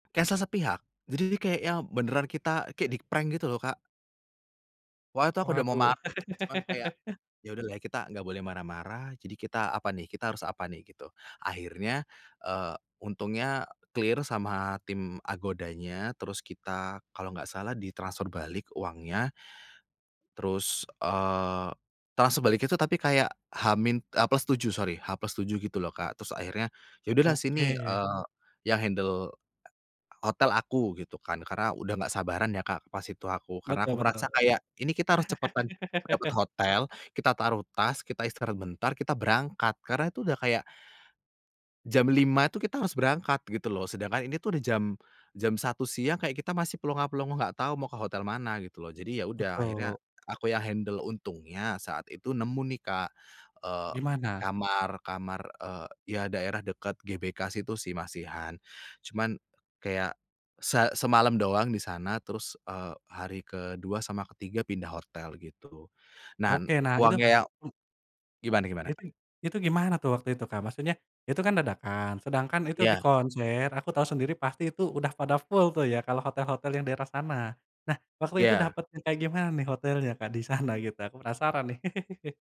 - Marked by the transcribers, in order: in English: "Cancel"; other background noise; in English: "di-prank"; laugh; in English: "clear"; in English: "sorry"; in English: "handle"; laugh; in English: "handle"; laughing while speaking: "gitu?"; laugh
- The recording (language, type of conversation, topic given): Indonesian, podcast, Kenangan apa yang paling kamu ingat saat nonton konser bareng teman?